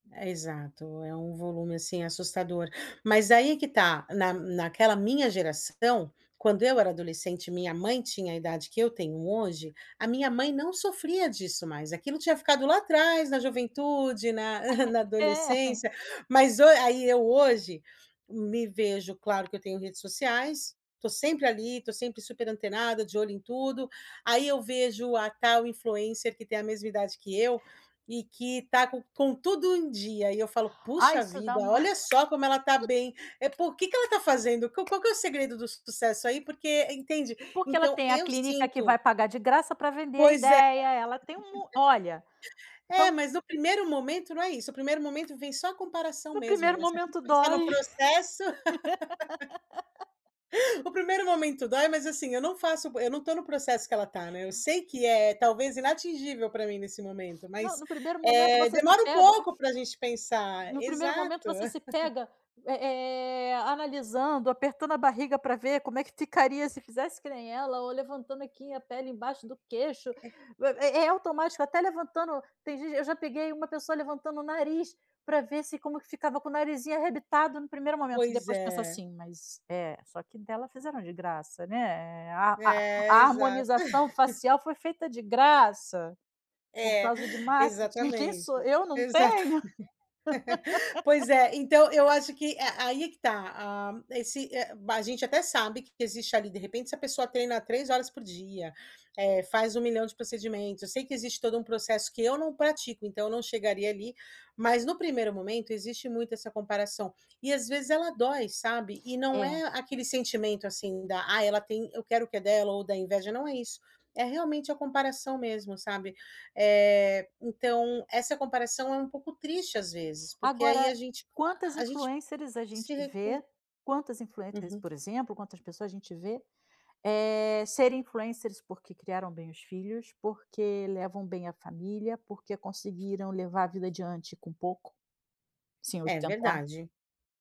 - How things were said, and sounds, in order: chuckle; in English: "influencer"; other background noise; tapping; laugh; laugh; laugh; chuckle; chuckle; laughing while speaking: "Exatamen"; laugh; laugh; in English: "influencers"; in English: "influencers"; in English: "influencers"
- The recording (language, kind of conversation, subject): Portuguese, advice, Como você se sente ao se comparar constantemente com amigos, familiares ou colegas de trabalho?